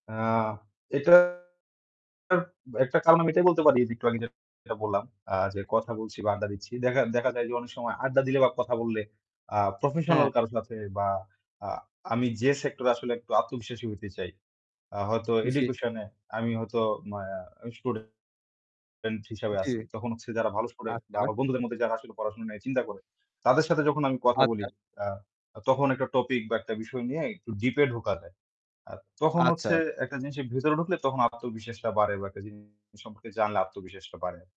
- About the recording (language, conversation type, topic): Bengali, unstructured, আত্মবিশ্বাস বাড়ানোর সহজ উপায়গুলো কী কী হতে পারে?
- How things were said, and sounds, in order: distorted speech